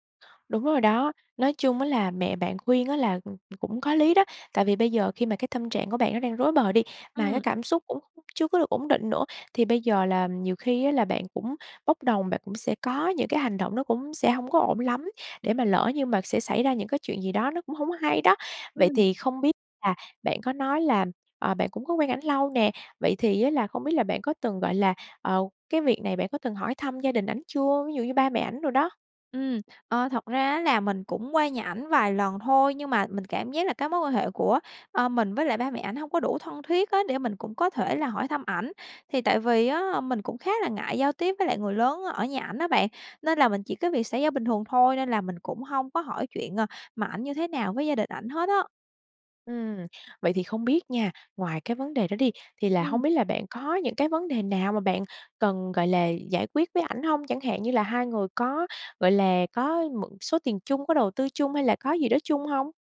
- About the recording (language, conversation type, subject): Vietnamese, advice, Bạn đang cảm thấy thế nào sau một cuộc chia tay đột ngột mà bạn chưa kịp chuẩn bị?
- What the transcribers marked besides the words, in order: tapping; unintelligible speech; other background noise